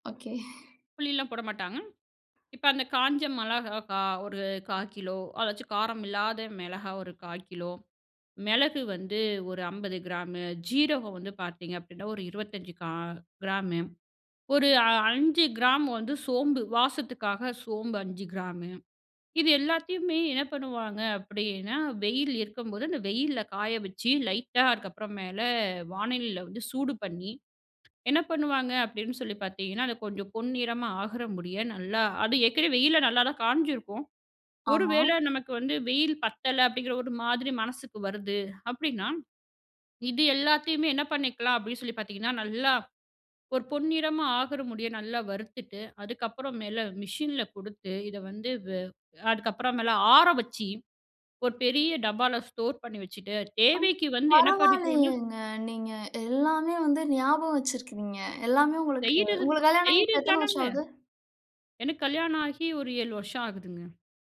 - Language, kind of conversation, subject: Tamil, podcast, மசாலா கலவையை எப்படித் தயாரிக்கலாம்?
- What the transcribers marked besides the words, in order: chuckle; other noise; other background noise